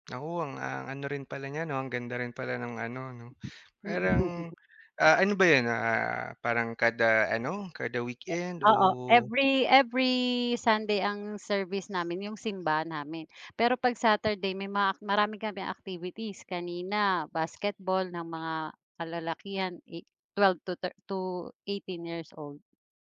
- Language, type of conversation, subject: Filipino, unstructured, Ano ang pinakamasayang alaala mo noong bakasyon?
- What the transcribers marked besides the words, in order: wind; tapping